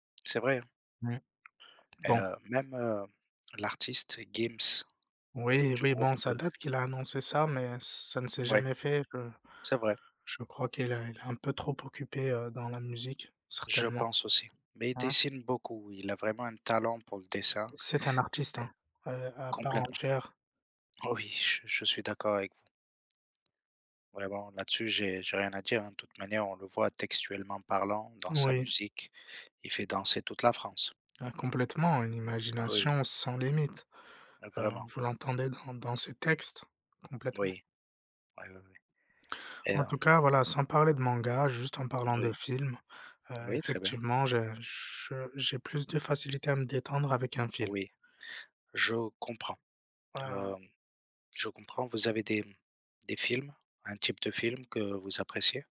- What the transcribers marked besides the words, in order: tapping
- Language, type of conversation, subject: French, unstructured, Entre lire un livre et regarder un film, que choisiriez-vous pour vous détendre ?
- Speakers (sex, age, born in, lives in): male, 30-34, France, France; male, 30-34, France, France